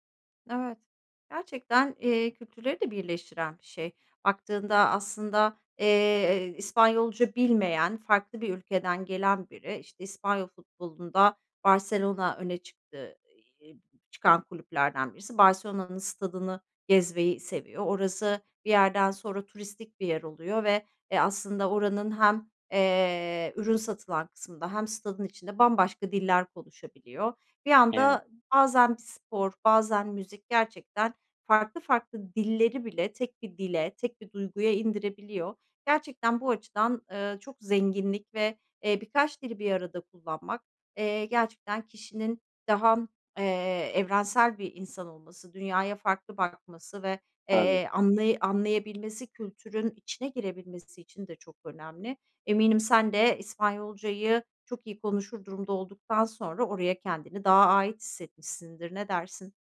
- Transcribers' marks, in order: tapping
- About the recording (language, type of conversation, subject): Turkish, podcast, İki dili bir arada kullanmak sana ne kazandırdı, sence?